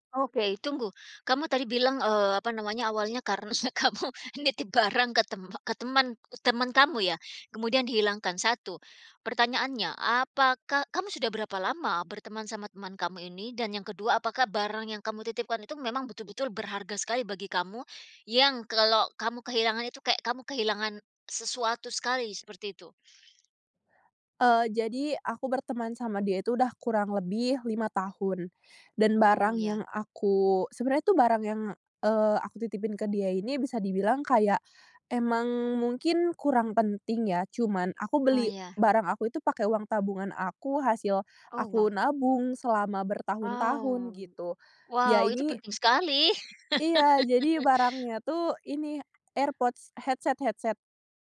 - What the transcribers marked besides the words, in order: laughing while speaking: "karena kamu"; laugh; in English: "headset headset"
- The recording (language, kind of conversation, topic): Indonesian, podcast, Pernahkah kamu bertemu orang asing yang membuatmu percaya lagi pada sesama manusia?